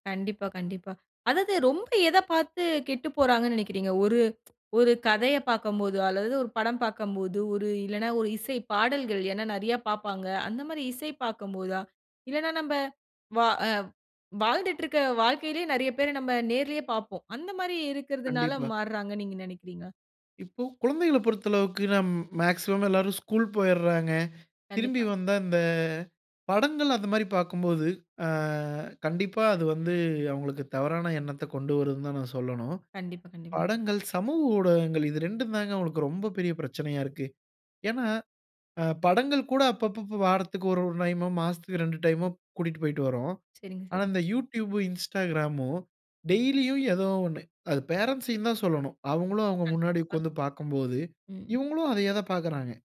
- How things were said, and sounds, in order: in English: "மேக்ஸிமம்"
- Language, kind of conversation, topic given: Tamil, podcast, குழந்தைகளுக்கு கலாச்சார உடை அணியும் மரபை நீங்கள் எப்படி அறிமுகப்படுத்துகிறீர்கள்?